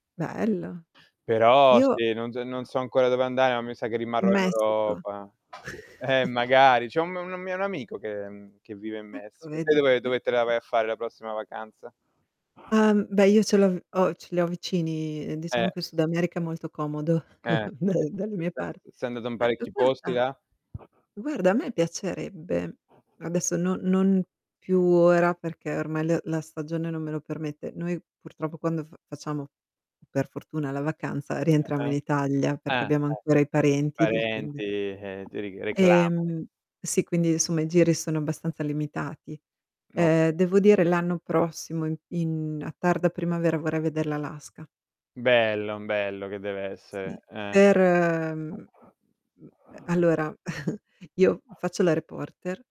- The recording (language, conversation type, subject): Italian, unstructured, Qual è la cosa più sorprendente che hai imparato viaggiando?
- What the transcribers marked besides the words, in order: "so" said as "zo"; static; distorted speech; other background noise; chuckle; other noise; unintelligible speech; chuckle; laughing while speaking: "dal"; chuckle